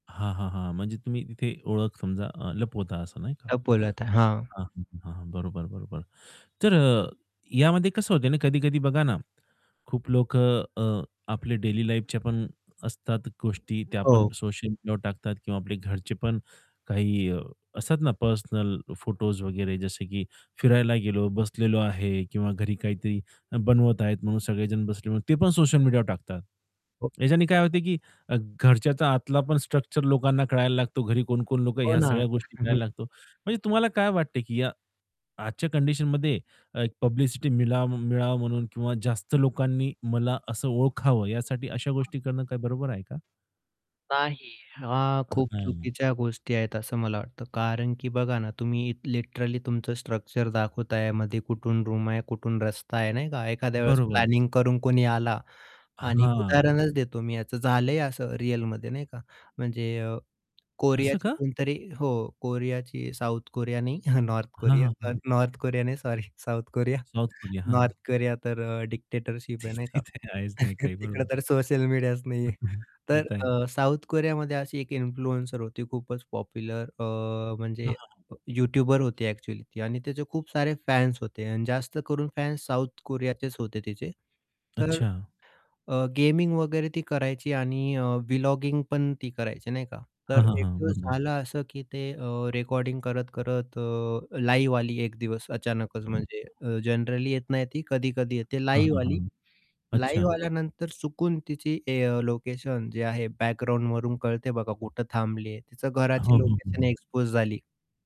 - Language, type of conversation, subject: Marathi, podcast, सोशल मिडियावर तुम्ही तुमची ओळख कशी तयार करता?
- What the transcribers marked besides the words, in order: other background noise; in English: "डेली लाईफच्या"; static; chuckle; in English: "पब्लिसिटी"; in English: "लिटरली"; in English: "प्लॅनिंग"; surprised: "असं का?"; laughing while speaking: "साउथ कोरिया नाही नॉर्थ कोरिया. नॉर्थ कोरिया नाही सॉरी साउथ कोरिया"; chuckle; laughing while speaking: "तिथे आहेच नाही काही. बरोबर"; chuckle; laughing while speaking: "तिकडं तर सोशल मीडियाच नाहीये"; in English: "इन्फ्लुएन्सर"; distorted speech; horn; in English: "लाईव्ह"; in English: "जनरली"; in English: "लाईव्ह"; tapping; in English: "लाईव्ह"; in English: "एक्सपोज"